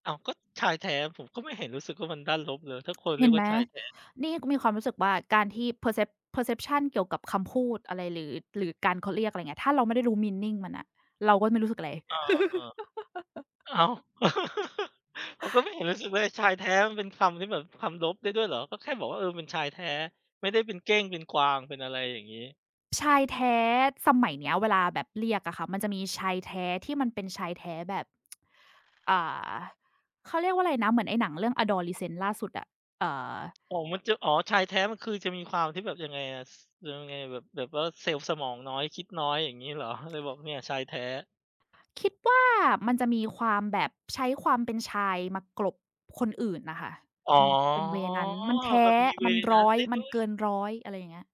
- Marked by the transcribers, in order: in English: "percept perception"; in English: "meaning"; chuckle; laugh; gasp; other background noise; tsk; in English: "เวย์"; drawn out: "อ๋อ"; in English: "เวย์"
- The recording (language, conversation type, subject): Thai, unstructured, ถ้ามีคนวิจารณ์งานอดิเรกของคุณอย่างแรง คุณจะรับมืออย่างไร?